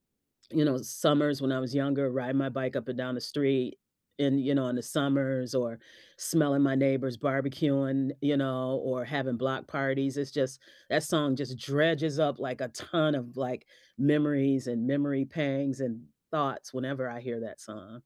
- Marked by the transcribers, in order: none
- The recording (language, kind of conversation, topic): English, unstructured, What’s a song that instantly brings back memories for you?
- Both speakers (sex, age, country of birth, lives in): female, 35-39, United States, United States; female, 55-59, United States, United States